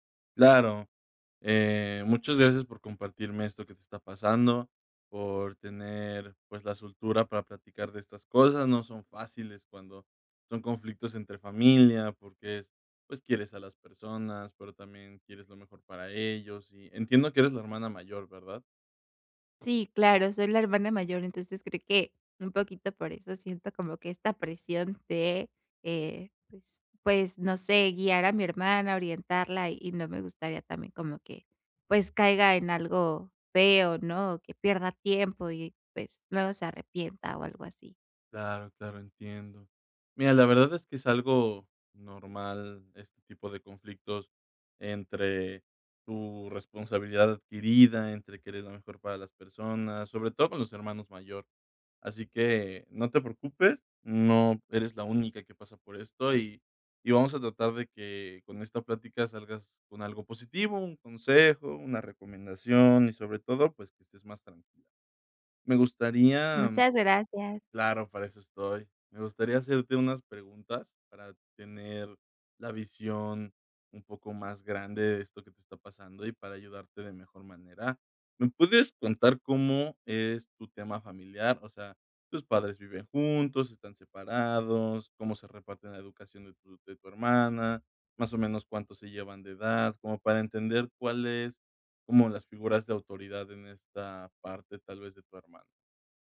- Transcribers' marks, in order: none
- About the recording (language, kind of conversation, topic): Spanish, advice, ¿Cómo podemos hablar en familia sobre decisiones para el cuidado de alguien?